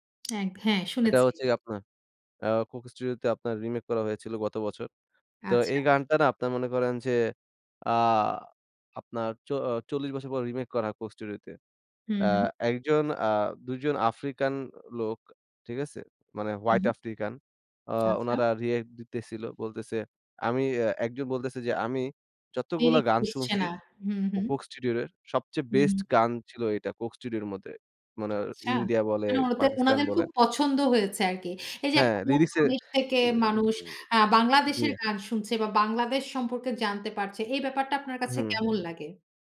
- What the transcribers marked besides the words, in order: tapping; other background noise
- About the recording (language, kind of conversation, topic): Bengali, podcast, কোন ভাষার গান শুনতে শুরু করার পর আপনার গানের স্বাদ বদলে গেছে?